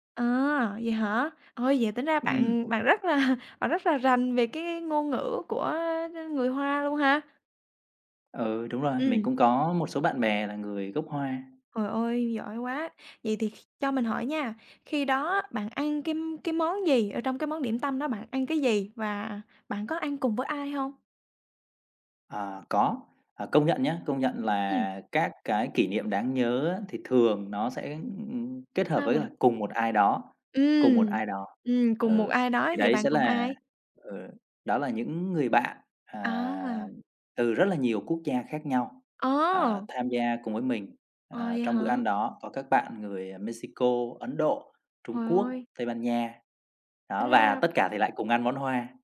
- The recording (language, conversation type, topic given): Vietnamese, podcast, Bạn có thể kể về một kỷ niệm ẩm thực đáng nhớ của bạn không?
- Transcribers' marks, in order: other background noise; laughing while speaking: "là"; tapping